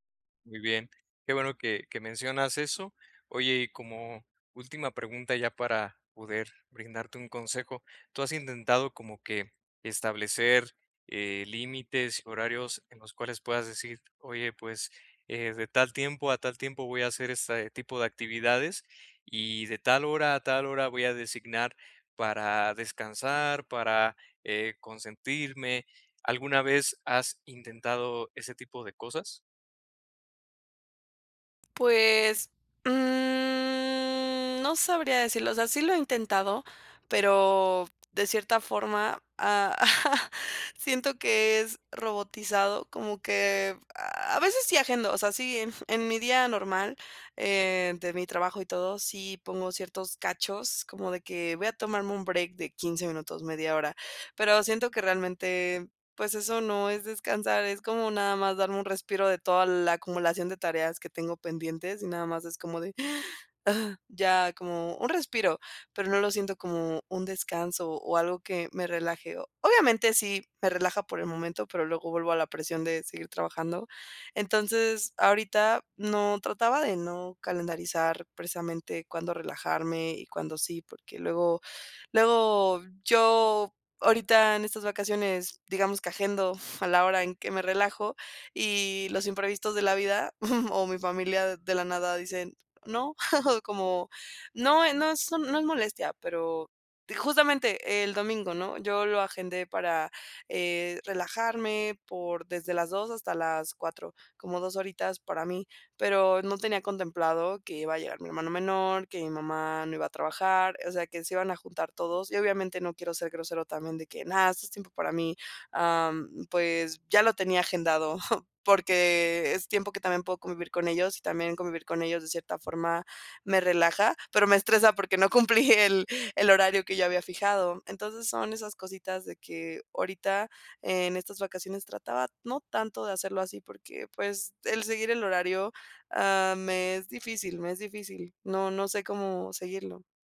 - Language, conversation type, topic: Spanish, advice, ¿Cómo puedo evitar que me interrumpan cuando me relajo en casa?
- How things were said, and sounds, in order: tapping; drawn out: "mm"; chuckle; gasp; exhale; chuckle; chuckle; chuckle; laughing while speaking: "me estresa porque no cumplí el el horario"